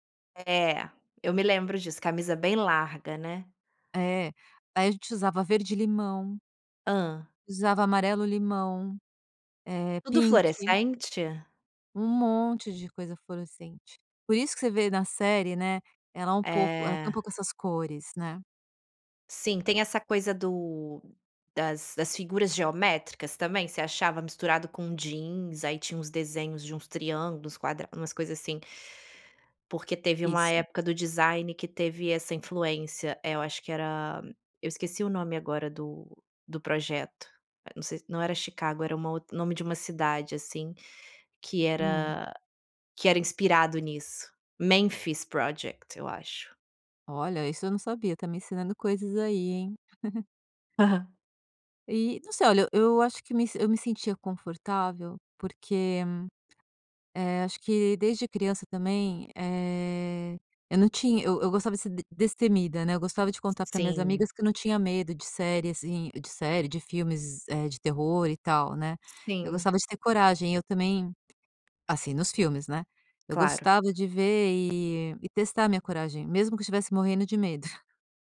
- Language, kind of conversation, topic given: Portuguese, podcast, Me conta, qual série é seu refúgio quando tudo aperta?
- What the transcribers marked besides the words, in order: in English: "pink"; put-on voice: "Project"; chuckle; tapping; other background noise